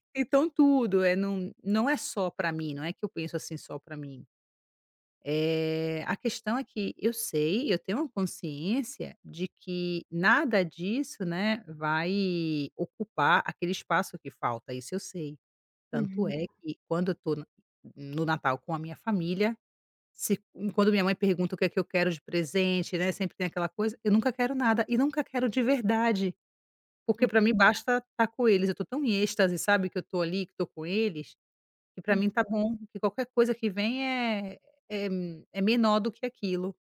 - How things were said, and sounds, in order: tapping; other background noise
- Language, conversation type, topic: Portuguese, advice, Gastar impulsivamente para lidar com emoções negativas